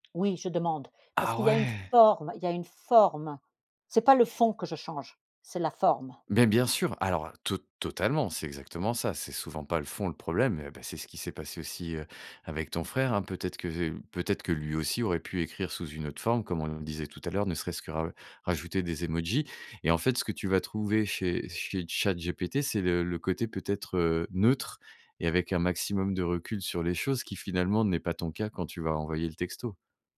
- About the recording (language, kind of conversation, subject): French, podcast, Et quand un texto crée des problèmes, comment réagis-tu ?
- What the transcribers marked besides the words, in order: tapping